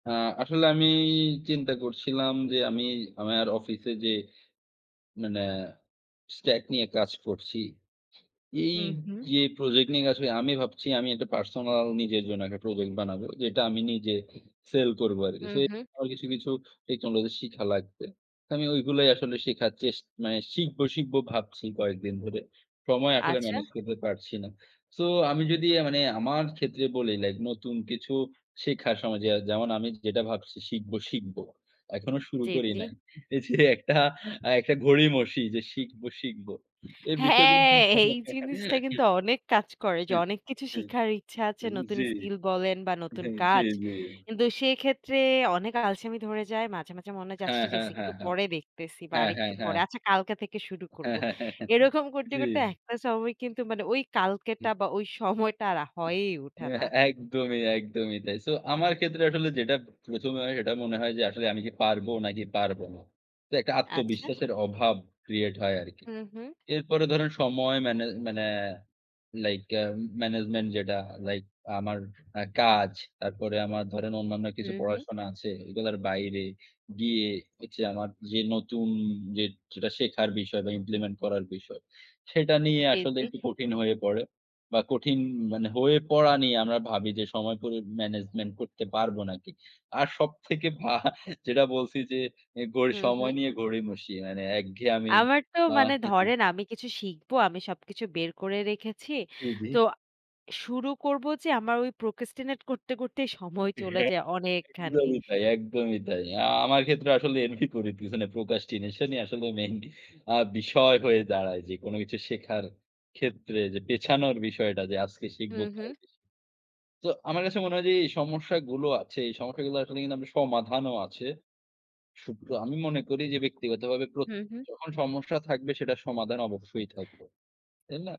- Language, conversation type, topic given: Bengali, unstructured, তোমার কি মনে হয় নতুন কোনো দক্ষতা শেখা মজার, আর কেন?
- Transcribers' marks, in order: in English: "stack"; laughing while speaking: "এইযে একটা আ একটা ঘড়িমসি"; "গড়িমসি" said as "ঘড়িমসি"; chuckle; laughing while speaking: "হ্যাঁ, হ্যাঁ, হ্যাঁ"; chuckle; in English: "create"; in English: "management"; in English: "implement"; in English: "management"; chuckle; unintelligible speech; in English: "procrastinate"; unintelligible speech; in English: "procrastination"